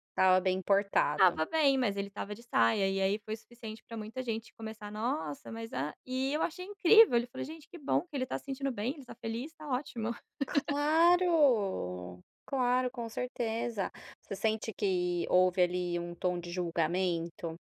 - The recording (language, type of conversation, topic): Portuguese, podcast, Como você escolhe roupas para se sentir confiante?
- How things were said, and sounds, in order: laugh